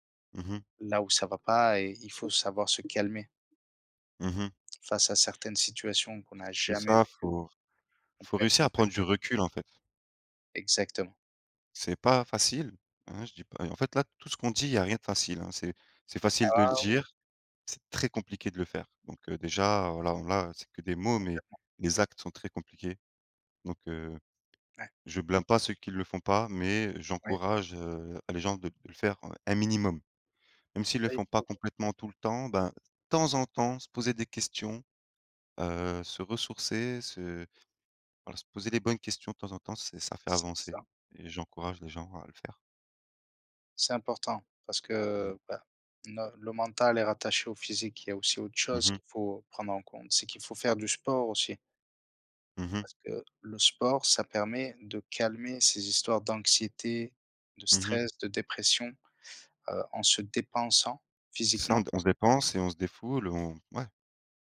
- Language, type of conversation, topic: French, unstructured, Comment prends-tu soin de ton bien-être mental au quotidien ?
- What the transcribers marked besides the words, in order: tapping; other background noise; stressed: "très"; unintelligible speech